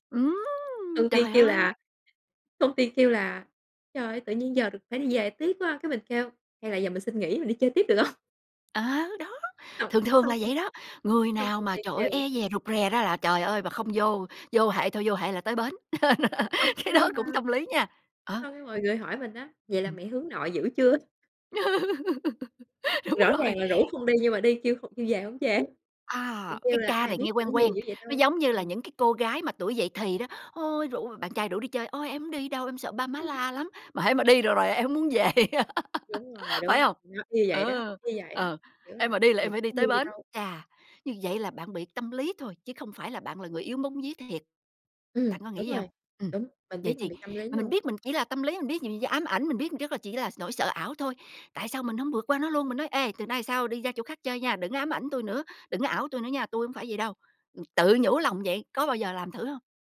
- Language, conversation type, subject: Vietnamese, podcast, Bạn đã từng vượt qua nỗi sợ của mình như thế nào?
- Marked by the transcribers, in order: tapping; laughing while speaking: "hông?"; laugh; laughing while speaking: "Cái đó"; laugh; laughing while speaking: "Đúng rồi"; unintelligible speech; laughing while speaking: "về"; laugh; unintelligible speech; unintelligible speech